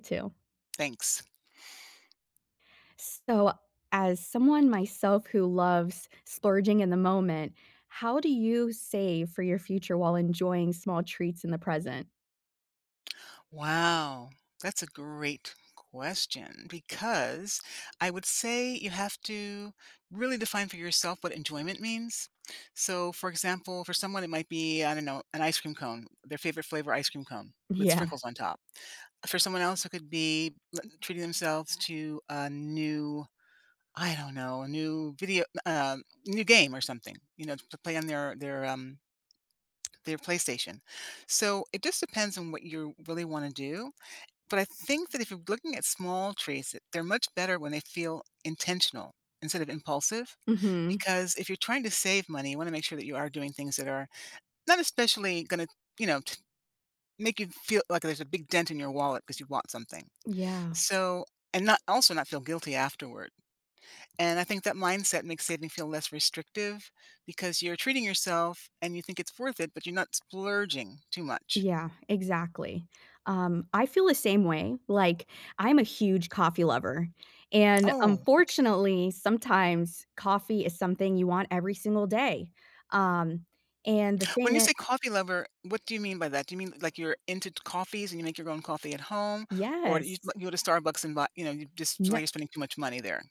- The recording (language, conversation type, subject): English, unstructured, How can I balance saving for the future with small treats?
- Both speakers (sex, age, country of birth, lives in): female, 20-24, United States, United States; female, 65-69, United States, United States
- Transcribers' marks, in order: laughing while speaking: "Yeah"; other background noise; tsk